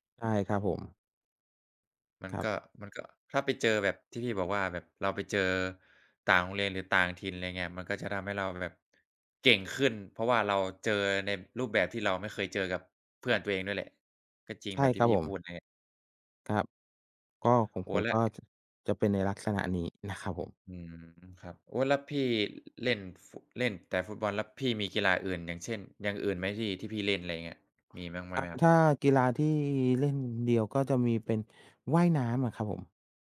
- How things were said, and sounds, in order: tapping
- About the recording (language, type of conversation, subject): Thai, unstructured, คุณเคยมีประสบการณ์สนุกๆ ขณะเล่นกีฬาไหม?